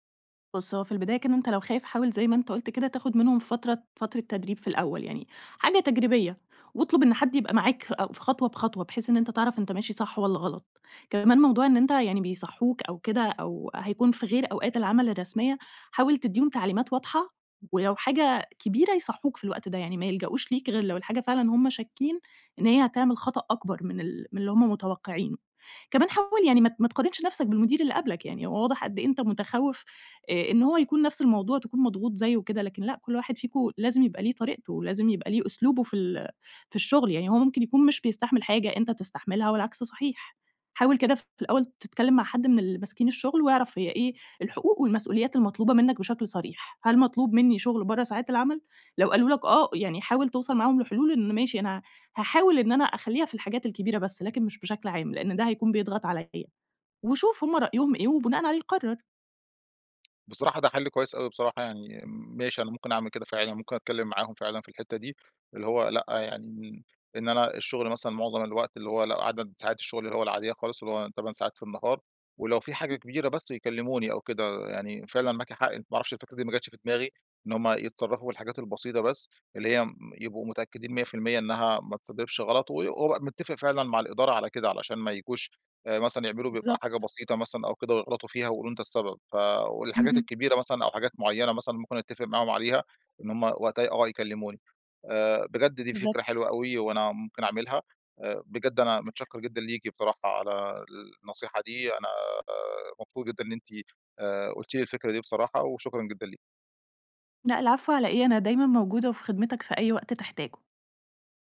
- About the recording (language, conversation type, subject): Arabic, advice, إزاي أقرر أقبل ترقية بمسؤوليات زيادة وأنا متردد؟
- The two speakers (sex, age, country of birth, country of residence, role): female, 30-34, United States, Egypt, advisor; male, 35-39, Egypt, Egypt, user
- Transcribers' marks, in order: tapping